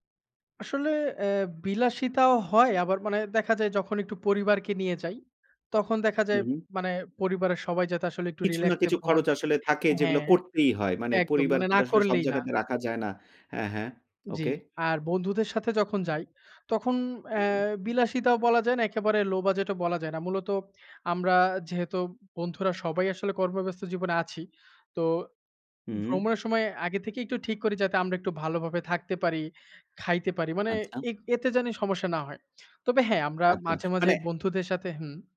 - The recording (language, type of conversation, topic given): Bengali, podcast, ছুটিতে গেলে সাধারণত আপনি কীভাবে ভ্রমণের পরিকল্পনা করেন?
- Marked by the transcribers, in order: none